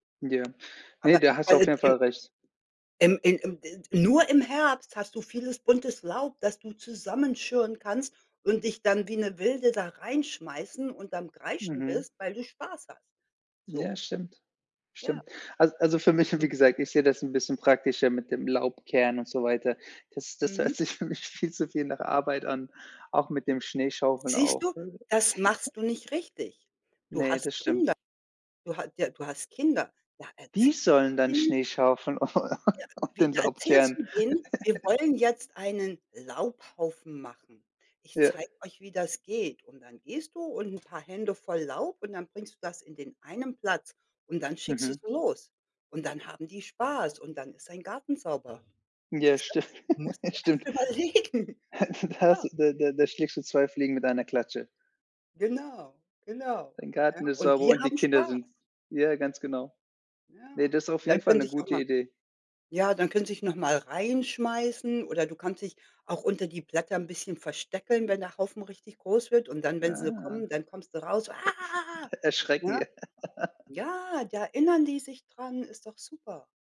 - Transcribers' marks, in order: tapping; "zusammenschirren" said as "zusammenscharren"; unintelligible speech; laughing while speaking: "das hört sich für mich viel zu"; chuckle; unintelligible speech; chuckle; other background noise; giggle; snort; laughing while speaking: "überlegen"; put-on voice: "Ah"; laugh
- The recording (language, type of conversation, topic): German, unstructured, Welche Jahreszeit magst du am liebsten und warum?
- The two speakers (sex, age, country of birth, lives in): female, 55-59, Germany, United States; male, 40-44, Germany, United States